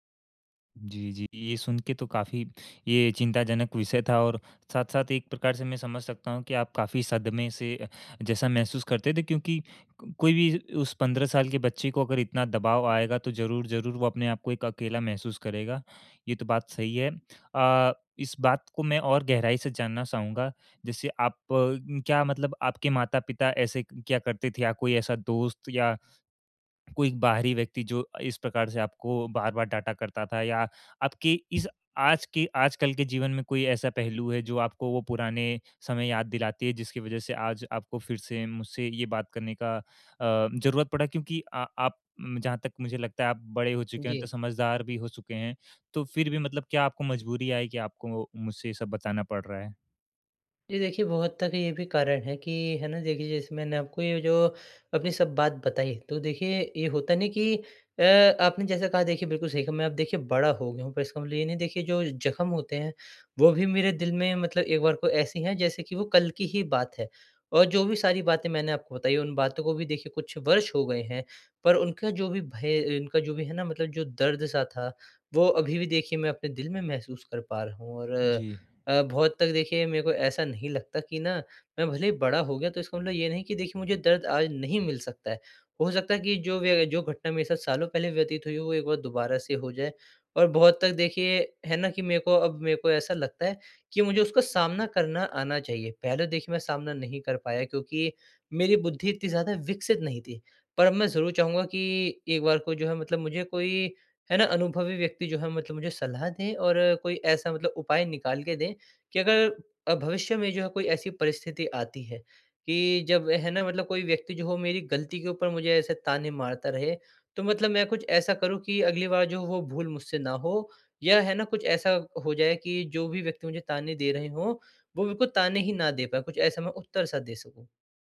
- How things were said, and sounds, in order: none
- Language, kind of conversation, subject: Hindi, advice, मुझे अपनी गलती मानने में कठिनाई होती है—मैं सच्ची माफी कैसे मांगूँ?